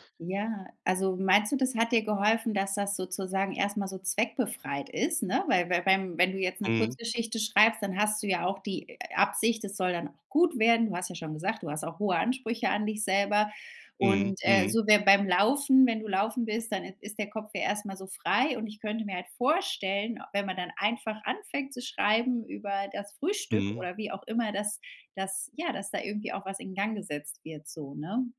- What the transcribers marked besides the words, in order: none
- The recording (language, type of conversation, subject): German, podcast, Wie gehst du mit einer Schreib- oder Kreativblockade um?
- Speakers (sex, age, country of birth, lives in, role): female, 35-39, Germany, Spain, host; male, 65-69, Germany, Germany, guest